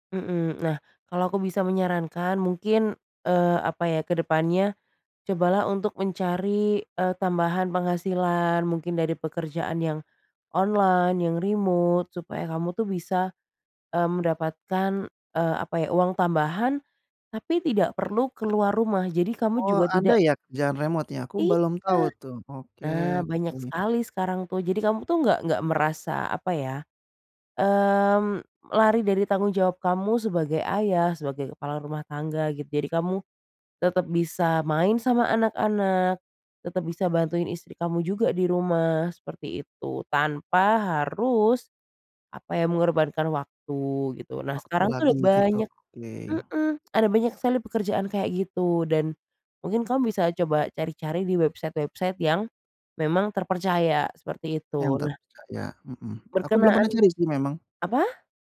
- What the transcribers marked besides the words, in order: other background noise
- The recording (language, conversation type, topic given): Indonesian, advice, Bagaimana cara menentukan prioritas ketika saya memiliki terlalu banyak tujuan sekaligus?